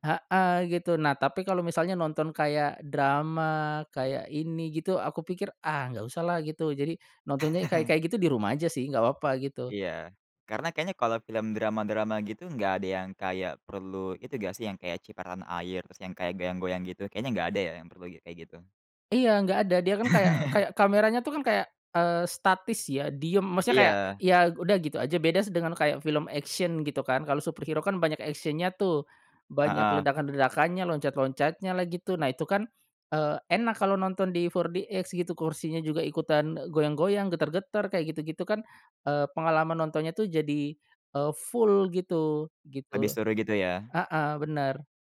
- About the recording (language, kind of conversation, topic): Indonesian, podcast, Bagaimana pengalamanmu menonton film di bioskop dibandingkan di rumah?
- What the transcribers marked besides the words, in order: chuckle; other weather sound; chuckle; in English: "action"; in English: "superhero"; in English: "action-nya"; in English: "4DX"